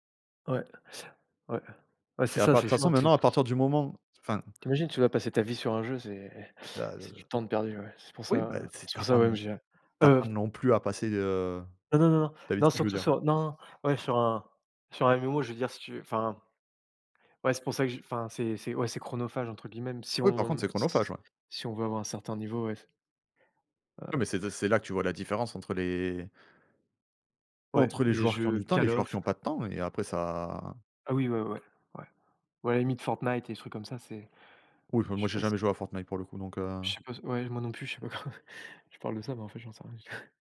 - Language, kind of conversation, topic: French, unstructured, Quels effets les jeux vidéo ont-ils sur votre temps libre ?
- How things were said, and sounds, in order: unintelligible speech; other background noise; laughing while speaking: "quoi"; laughing while speaking: "du tout"